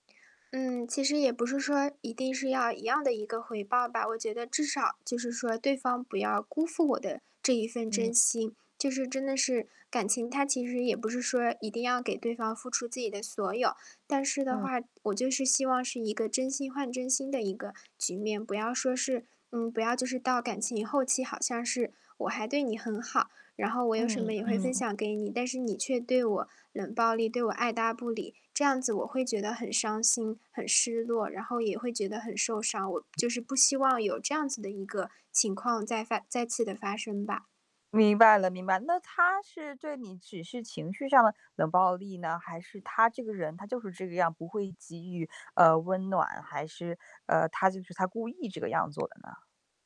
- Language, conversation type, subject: Chinese, advice, 我害怕再次受伤而不敢开始一段新关系，该怎么办？
- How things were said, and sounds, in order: static; distorted speech; other background noise; other noise